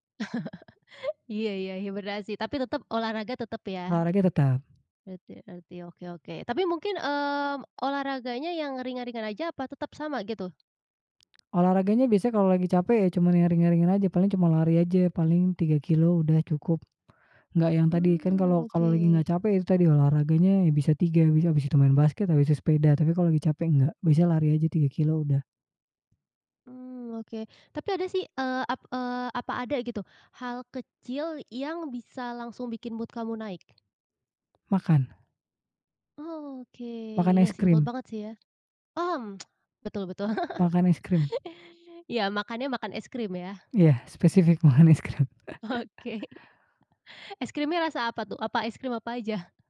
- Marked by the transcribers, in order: chuckle; tapping; "Ngerti-" said as "erti"; "ngerti" said as "erti"; other background noise; in English: "mood"; lip smack; chuckle; laughing while speaking: "makan es krim"; chuckle
- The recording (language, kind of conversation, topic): Indonesian, podcast, Bagaimana kamu memanfaatkan akhir pekan untuk memulihkan energi?